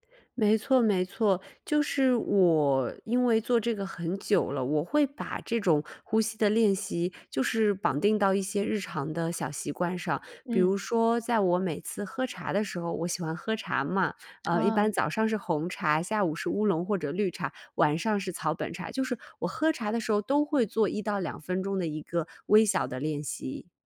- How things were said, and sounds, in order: tapping
- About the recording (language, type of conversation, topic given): Chinese, podcast, 简单说说正念呼吸练习怎么做？